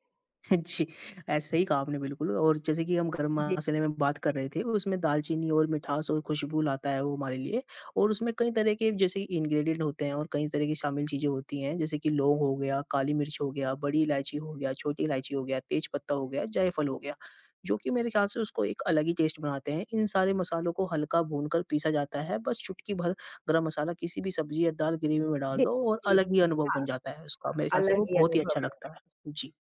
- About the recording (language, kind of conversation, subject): Hindi, unstructured, कौन-सा भारतीय व्यंजन आपको सबसे ज़्यादा पसंद है?
- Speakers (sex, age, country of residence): female, 20-24, India; female, 50-54, United States
- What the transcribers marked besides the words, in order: laughing while speaking: "जी"; tapping; in English: "इंग्रीडिएंट"; in English: "टेस्ट"; in English: "ग्रेवी"